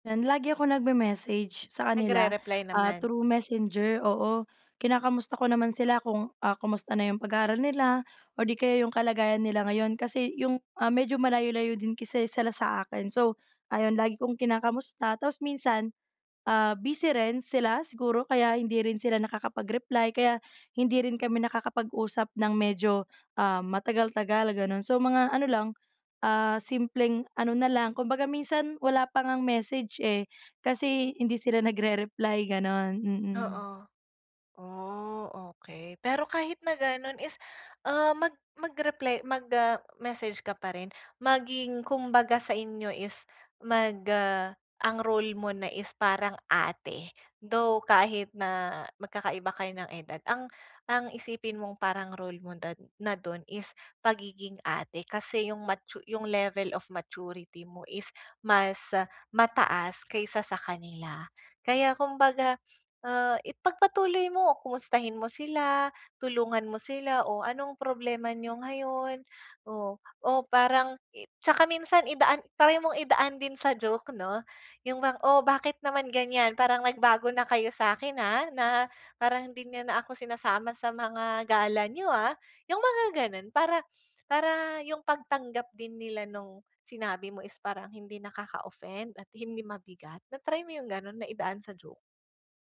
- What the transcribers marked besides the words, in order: other background noise
- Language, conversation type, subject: Filipino, advice, Paano ko haharapin ang pakiramdam na hindi ako kabilang sa barkada?